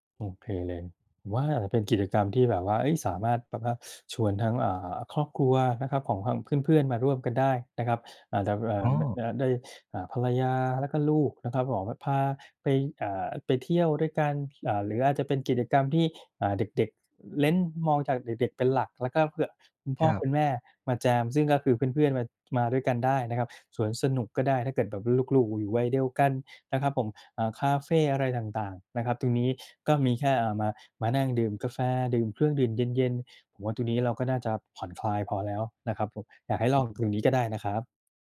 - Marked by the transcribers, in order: "เน้น" said as "เล้น"
- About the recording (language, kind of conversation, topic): Thai, advice, ทำไมฉันถึงรู้สึกว่าถูกเพื่อนละเลยและโดดเดี่ยวในกลุ่ม?